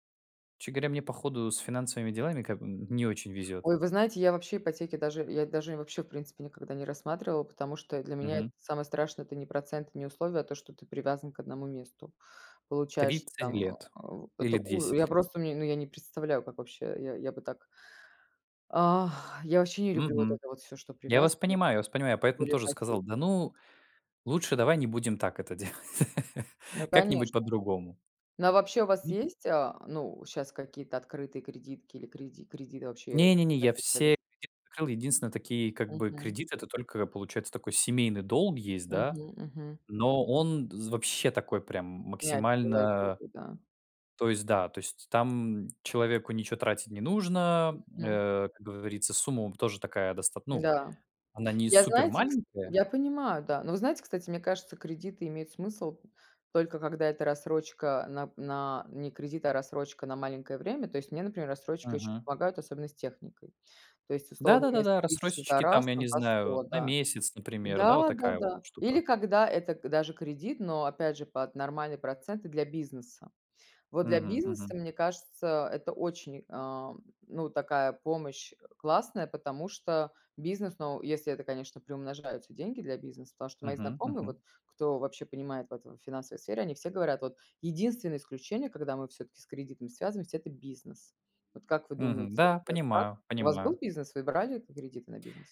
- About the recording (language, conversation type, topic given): Russian, unstructured, Что заставляет вас не доверять банкам и другим финансовым организациям?
- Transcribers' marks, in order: "Честно" said as "че"; tapping; other background noise; laugh; other noise; unintelligible speech